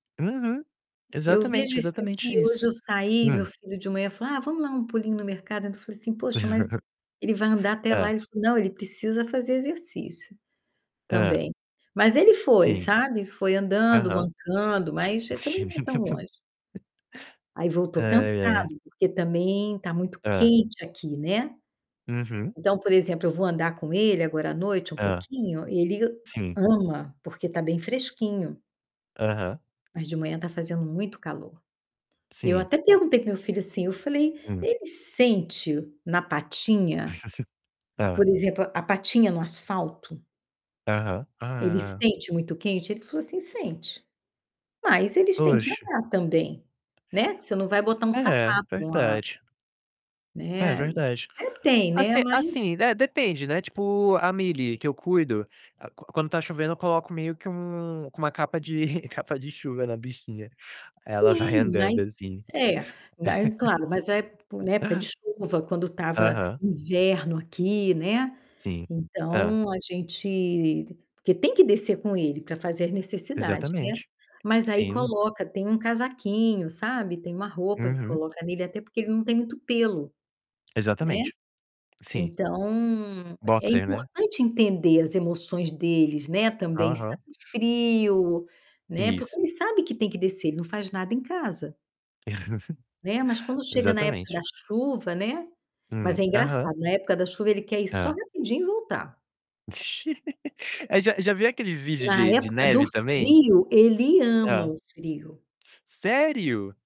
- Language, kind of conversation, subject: Portuguese, unstructured, Você acredita que os pets sentem emoções como os humanos?
- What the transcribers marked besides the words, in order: static; distorted speech; chuckle; tapping; laughing while speaking: "Sim"; laugh; chuckle; other background noise; chuckle; laughing while speaking: "vai"; laugh; in English: "Boxer"; laugh; laugh